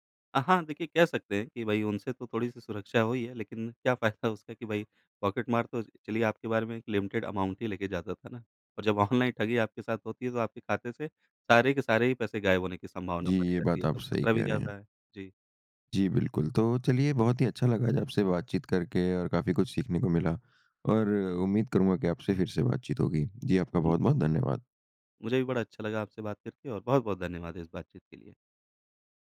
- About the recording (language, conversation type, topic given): Hindi, podcast, ऑनलाइन भुगतान करते समय आप कौन-कौन सी सावधानियाँ बरतते हैं?
- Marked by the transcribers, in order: in English: "लिमिटेड अमाउंट"